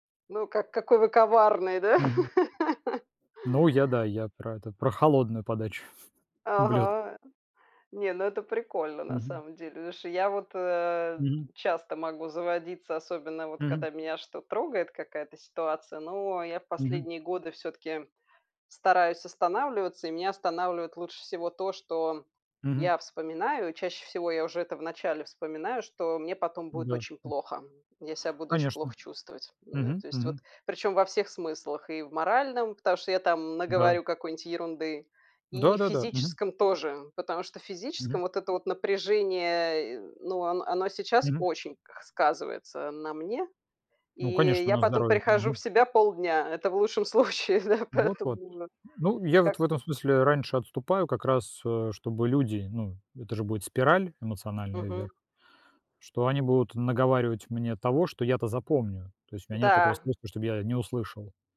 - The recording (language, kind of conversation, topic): Russian, unstructured, Что для тебя важнее — быть правым или сохранить отношения?
- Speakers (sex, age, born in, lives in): female, 45-49, Belarus, Spain; male, 45-49, Russia, Italy
- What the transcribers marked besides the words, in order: laugh; laughing while speaking: "подачу"; laughing while speaking: "случае, да"